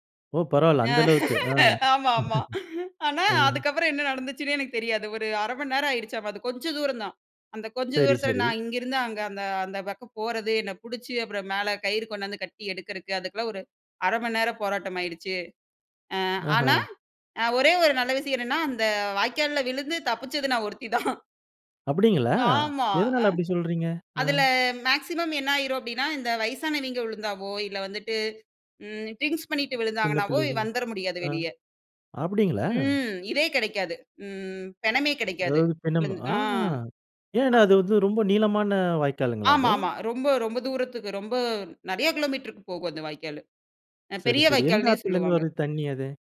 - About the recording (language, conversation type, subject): Tamil, podcast, அவசரநிலையில் ஒருவர் உங்களை காப்பாற்றிய அனுபவம் உண்டா?
- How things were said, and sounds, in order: laugh; chuckle; in English: "மேக்ஸிமம்"; in English: "டிரிங்க்ஸ்"